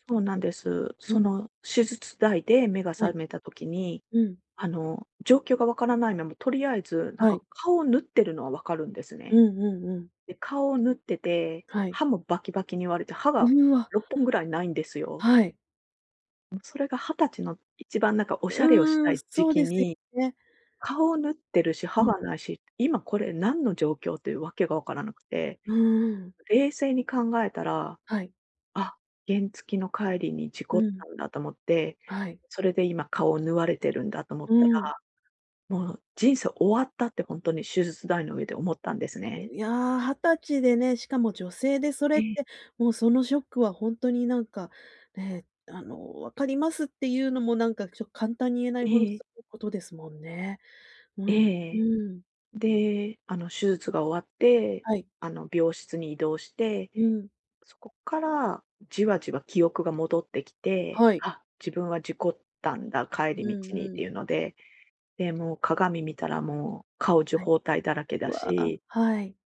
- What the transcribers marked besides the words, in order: none
- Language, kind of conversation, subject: Japanese, advice, 過去の失敗を引きずって自己否定が続くのはなぜですか？
- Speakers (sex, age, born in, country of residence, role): female, 40-44, Japan, Japan, advisor; female, 45-49, Japan, Japan, user